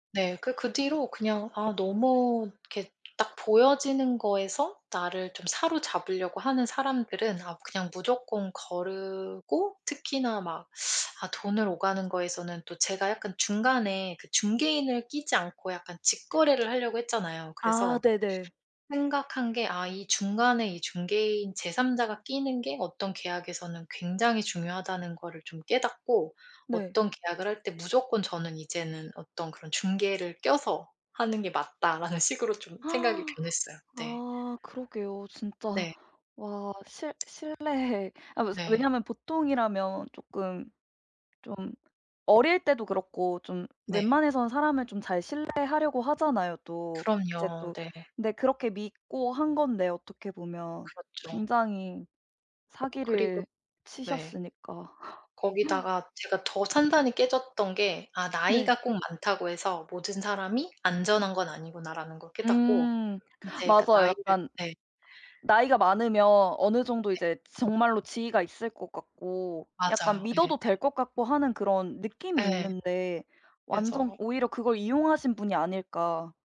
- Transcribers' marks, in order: tapping; other background noise; laughing while speaking: "맞다라는 식으로"; gasp; laughing while speaking: "신뢰에"; laugh
- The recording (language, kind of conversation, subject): Korean, podcast, 사람들이 서로를 신뢰하려면 무엇을 해야 할까요?